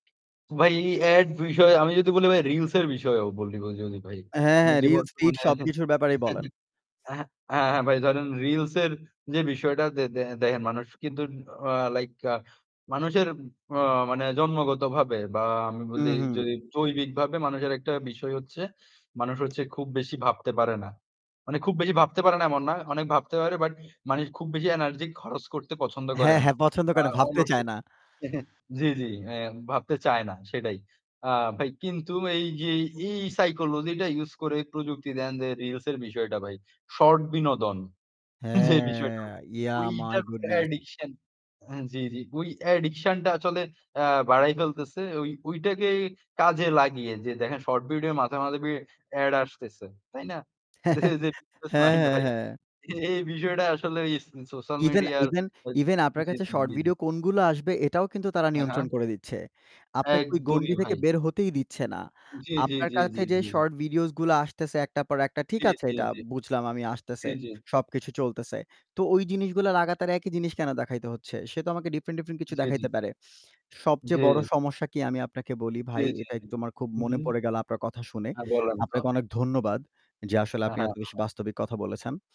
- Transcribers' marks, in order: static; tapping; laughing while speaking: "বর্তমানে"; chuckle; "দেখেন" said as "দেহেন"; "মানুষ" said as "মানেষ"; bird; chuckle; stressed: "এই"; "দেখেন" said as "দেহেন"; laughing while speaking: "যে বিষয়টা"; in English: "yeah my goodness!"; distorted speech; other background noise; "দেখেন" said as "দেহেন"; chuckle; laughing while speaking: "যে এই যে নাহিদ ভাই। এ এই বিষয়ডা"; unintelligible speech; "বিষয়টা" said as "বিষয়ডা"; unintelligible speech
- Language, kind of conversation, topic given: Bengali, unstructured, আপনার কি মনে হয় প্রযুক্তি আমাদের জীবনকে কতটা নিয়ন্ত্রণ করছে?